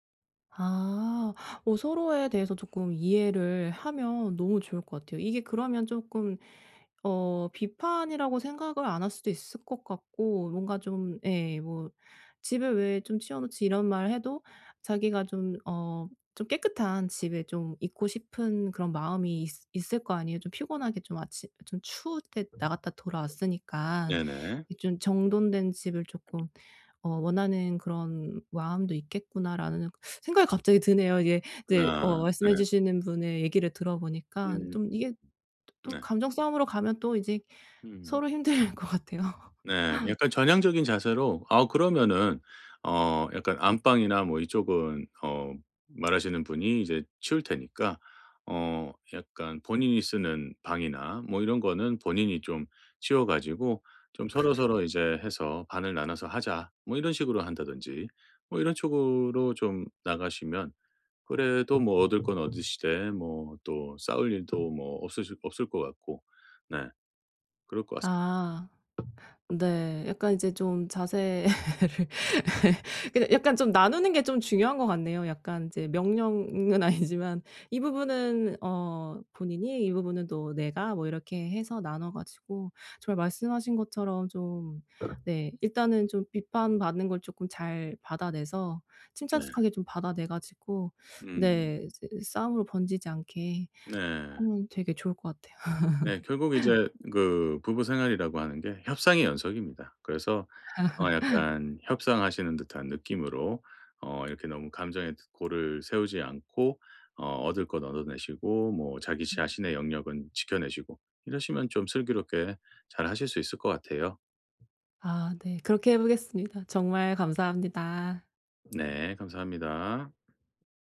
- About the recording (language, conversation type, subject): Korean, advice, 다른 사람의 비판을 어떻게 하면 침착하게 받아들일 수 있을까요?
- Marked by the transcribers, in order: tapping; laughing while speaking: "힘들 것 같아요"; laugh; laugh; laughing while speaking: "자세를"; laughing while speaking: "아니지만"; "침착습하게" said as "침착하게"; laugh; laugh